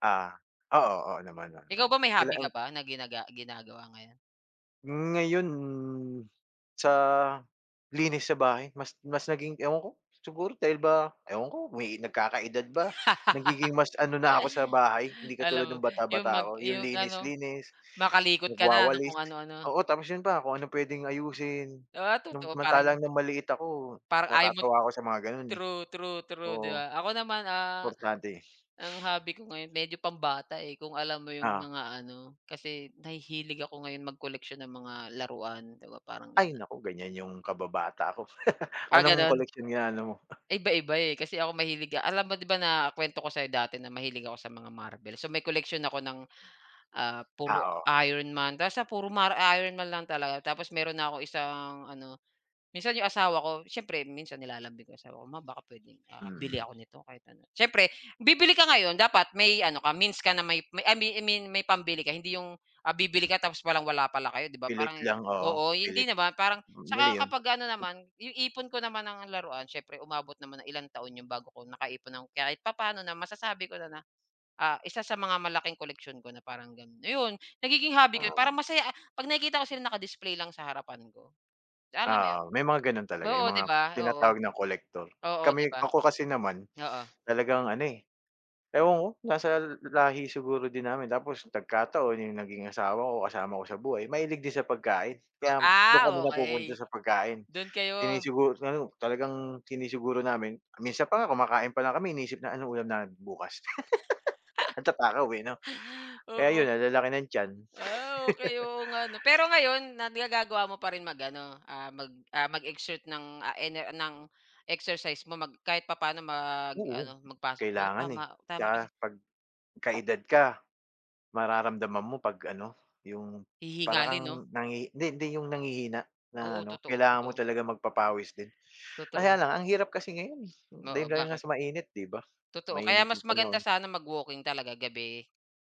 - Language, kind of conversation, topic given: Filipino, unstructured, Ano ang ginagawa mo para manatiling malusog ang katawan mo?
- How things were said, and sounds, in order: tapping; laugh; other background noise; sniff; chuckle; put-on voice: "Ma, baka puwedeng, ah, bili ako nito kahit ano"; other noise; laugh; laugh